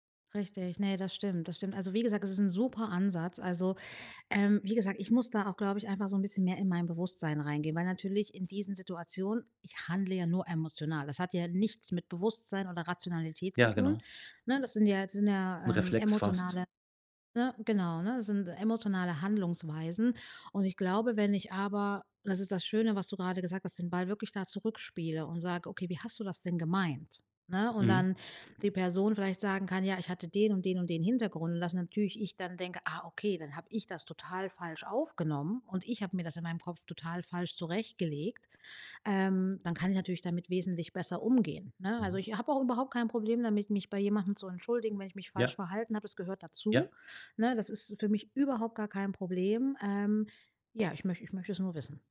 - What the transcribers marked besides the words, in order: stressed: "super"; stressed: "total"; stressed: "überhaupt"
- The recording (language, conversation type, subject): German, advice, Wie kann ich offener für Kritik werden, ohne defensiv oder verletzt zu reagieren?